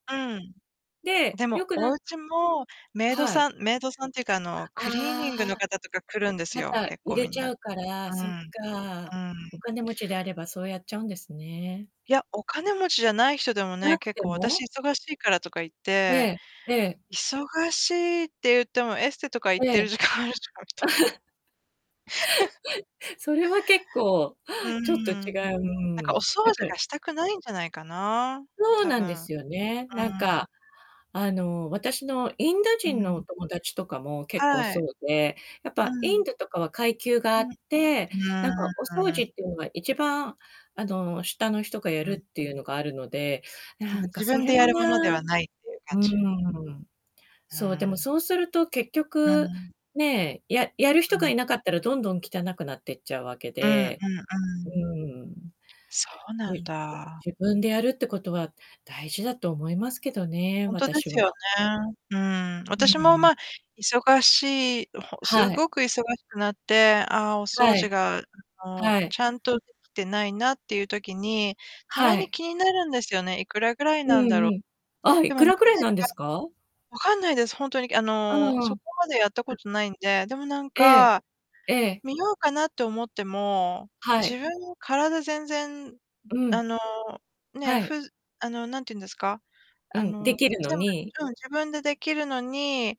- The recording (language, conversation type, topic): Japanese, unstructured, ゴミのポイ捨てについて、どのように感じますか？
- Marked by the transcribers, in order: inhale; static; laughing while speaking: "時間あるじゃんみたいな"; laugh; giggle; distorted speech; unintelligible speech; unintelligible speech; unintelligible speech; unintelligible speech; unintelligible speech